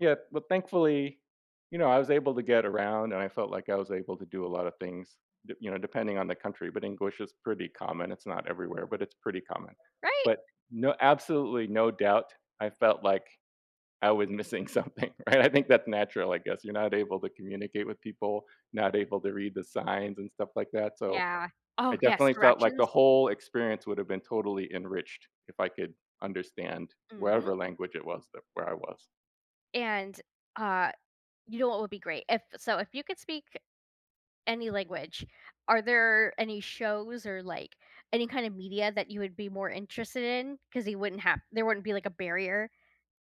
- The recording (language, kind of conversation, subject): English, unstructured, What would you do if you could speak every language fluently?
- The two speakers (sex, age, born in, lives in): female, 35-39, United States, United States; male, 55-59, United States, United States
- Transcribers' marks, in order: tapping; other background noise; laughing while speaking: "missing something, right? I think"; stressed: "whole"